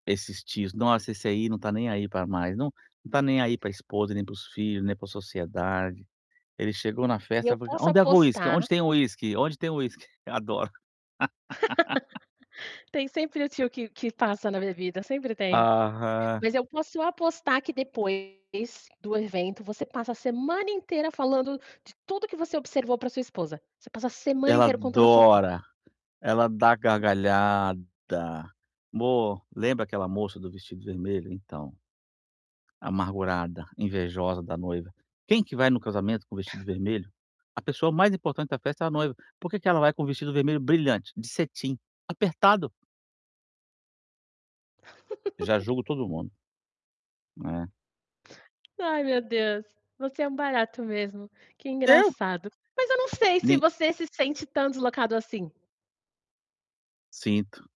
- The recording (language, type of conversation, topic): Portuguese, advice, O que você pode fazer para não se sentir deslocado em eventos sociais?
- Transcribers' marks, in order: tapping; unintelligible speech; laugh; distorted speech; drawn out: "gargalhada"; chuckle; giggle